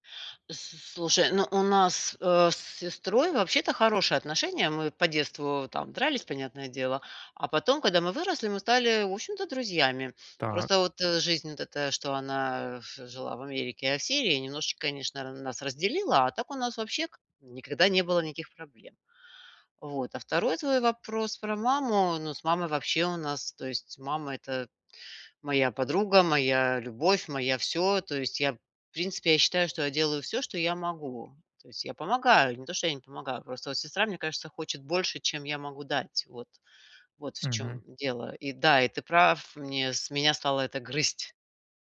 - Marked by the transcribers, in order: none
- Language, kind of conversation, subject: Russian, advice, Как организовать уход за пожилым родителем и решить семейные споры о заботе и расходах?